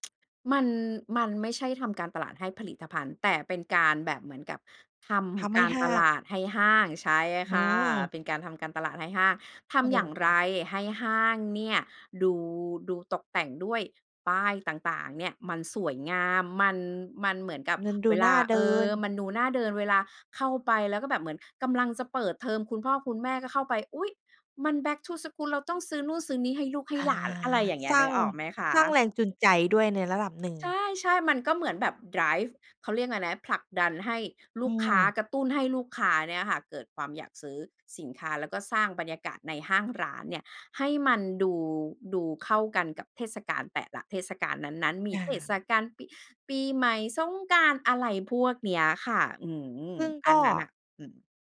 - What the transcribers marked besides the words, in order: tapping; in English: "back to school"; "จูงใจ" said as "จุนใจ"
- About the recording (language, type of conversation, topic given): Thai, podcast, เราจะหางานที่เหมาะกับตัวเองได้อย่างไร?